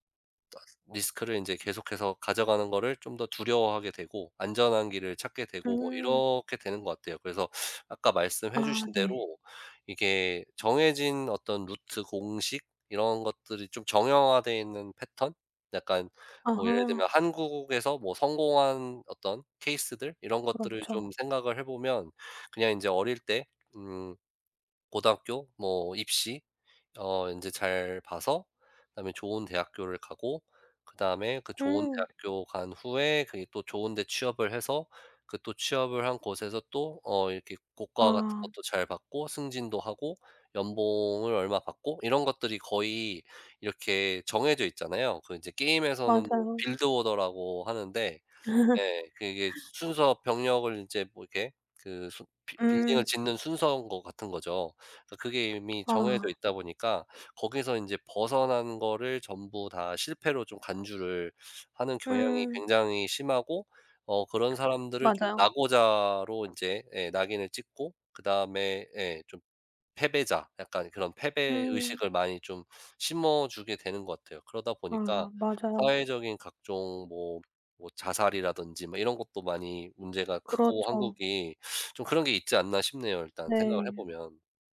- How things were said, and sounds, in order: tapping; chuckle
- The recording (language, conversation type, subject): Korean, podcast, 실패를 숨기려는 문화를 어떻게 바꿀 수 있을까요?